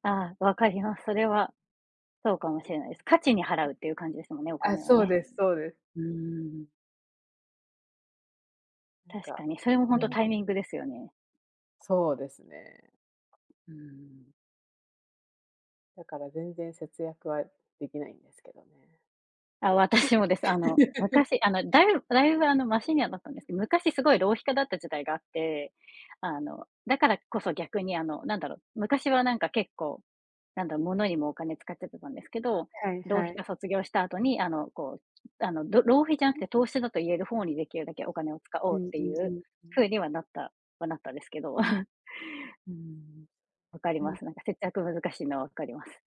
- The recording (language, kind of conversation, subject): Japanese, unstructured, お金の使い方で大切にしていることは何ですか？
- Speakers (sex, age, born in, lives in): female, 30-34, Japan, United States; female, 40-44, Japan, Japan
- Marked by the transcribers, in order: other background noise; unintelligible speech; laughing while speaking: "私もです"; laugh; other noise; chuckle